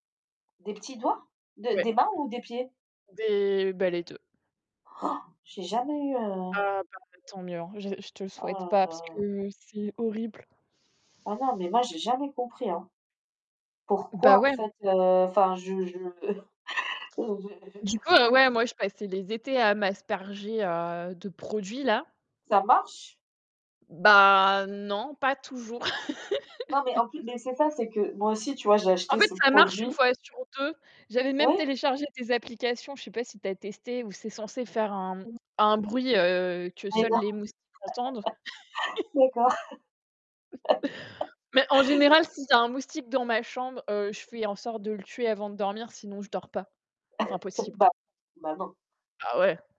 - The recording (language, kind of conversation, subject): French, unstructured, Préférez-vous les soirées d’hiver au coin du feu ou les soirées d’été sous les étoiles ?
- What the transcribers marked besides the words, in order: tapping; drawn out: "Des"; gasp; distorted speech; static; chuckle; drawn out: "Bah"; other background noise; laugh; laughing while speaking: "Mais non, d'accord"; laugh; chuckle